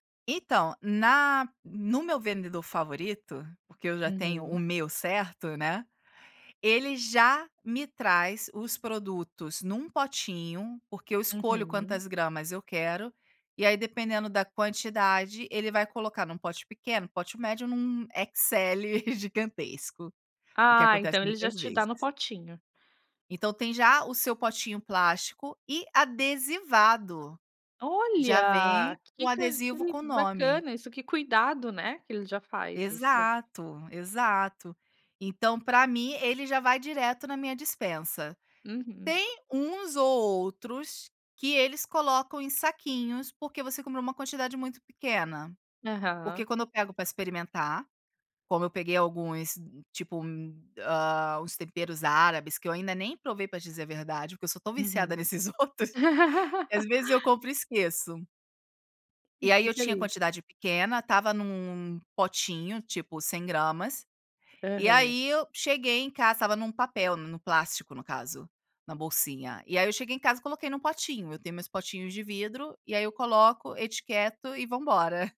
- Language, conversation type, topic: Portuguese, podcast, Que temperos você sempre tem na despensa e por quê?
- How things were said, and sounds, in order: in English: "XL"; laughing while speaking: "nesses outros"; laugh